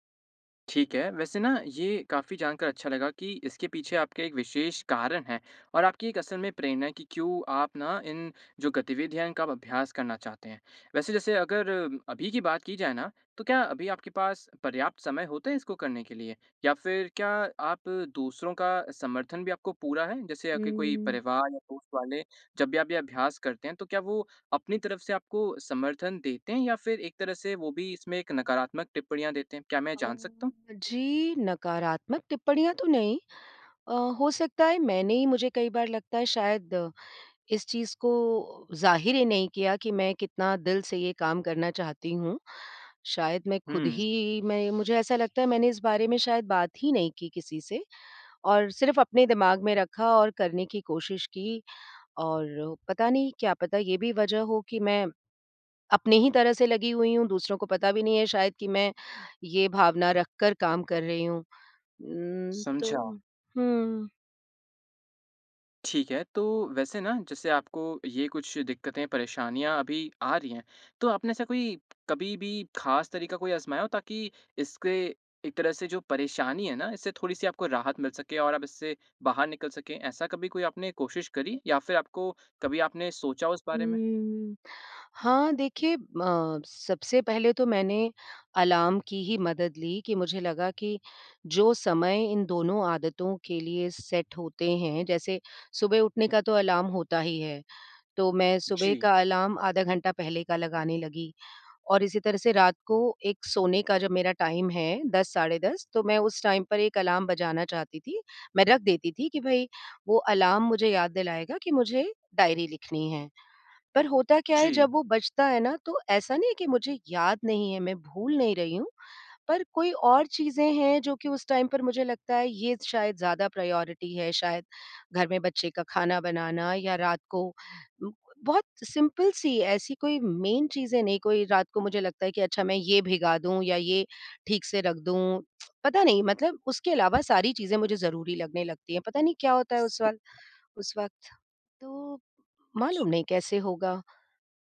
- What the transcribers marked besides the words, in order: in English: "अलार्म"; in English: "सेट"; in English: "अलार्म"; in English: "अलार्म"; in English: "टाइम"; in English: "टाइम"; in English: "अलार्म"; in English: "अलार्म"; in English: "टाइम"; in English: "प्रायोरिटी"; other noise; in English: "सिंपल"; in English: "मेन"; tsk; other background noise
- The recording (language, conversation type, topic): Hindi, advice, रोज़ाना अभ्यास बनाए रखने में आपको किस बात की सबसे ज़्यादा कठिनाई होती है?